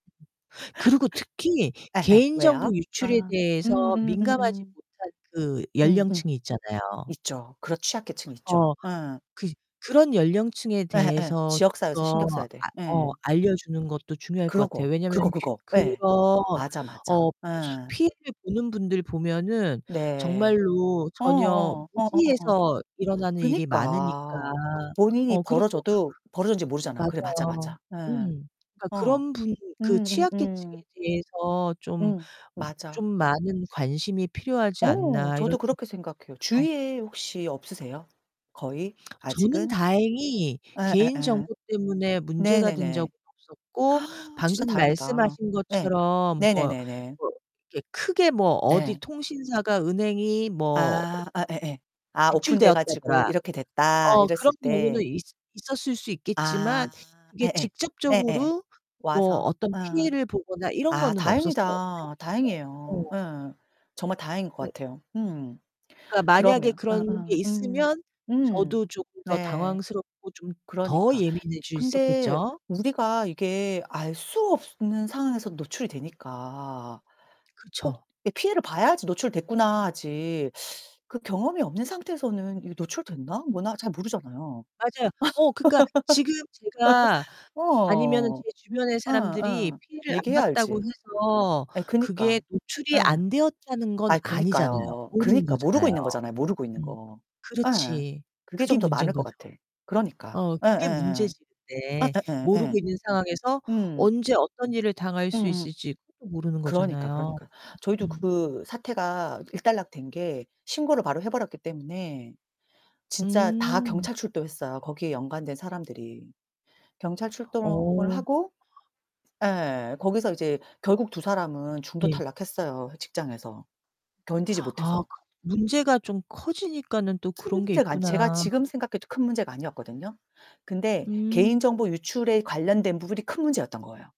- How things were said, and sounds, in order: other background noise; distorted speech; gasp; laugh
- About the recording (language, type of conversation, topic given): Korean, unstructured, 개인정보가 유출된 적이 있나요, 그리고 그때 어떻게 대응하셨나요?